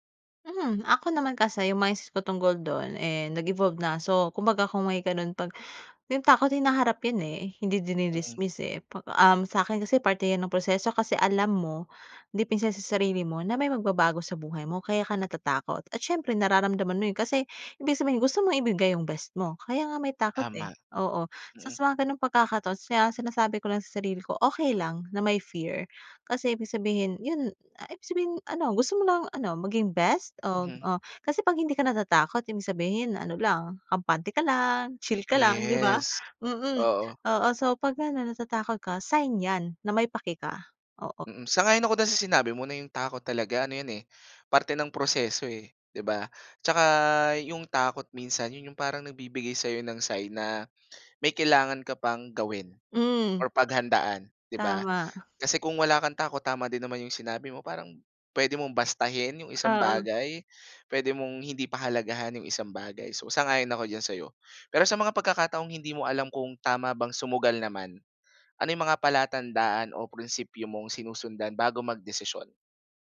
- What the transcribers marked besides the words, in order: gasp; gasp; gasp; gasp; gasp; gasp; gasp; gasp; gasp; gasp
- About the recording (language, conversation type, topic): Filipino, podcast, Paano mo hinaharap ang takot sa pagkuha ng panganib para sa paglago?